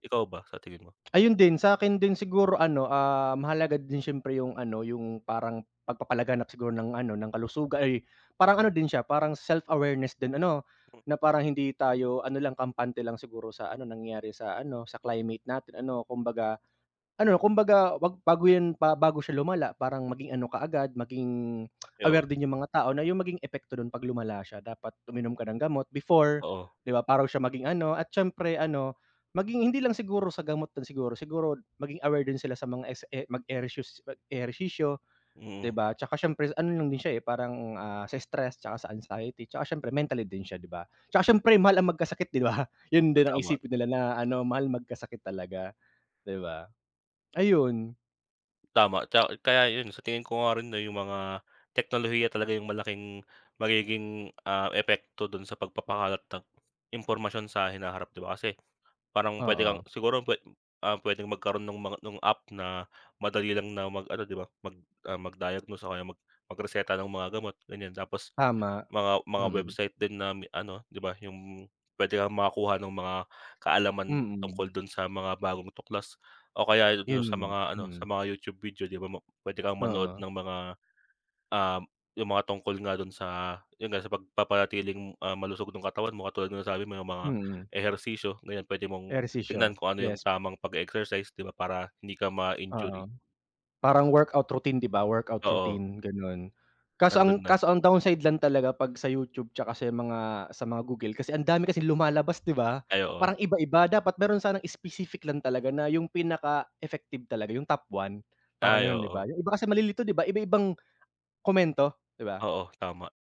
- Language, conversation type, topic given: Filipino, unstructured, Sa anong mga paraan nakakatulong ang agham sa pagpapabuti ng ating kalusugan?
- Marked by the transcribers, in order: tapping; other background noise; "bago" said as "pago"; tongue click; laughing while speaking: "'di ba?"